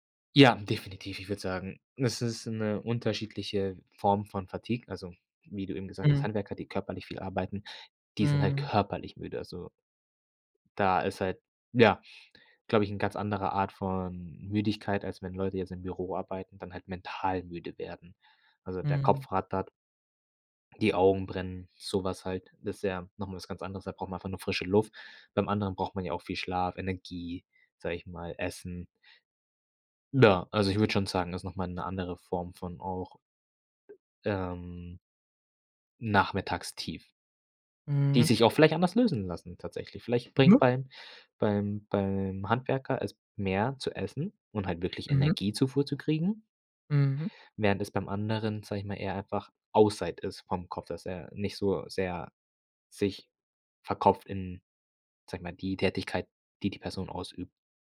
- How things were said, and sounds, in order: none
- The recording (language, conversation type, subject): German, podcast, Wie gehst du mit Energietiefs am Nachmittag um?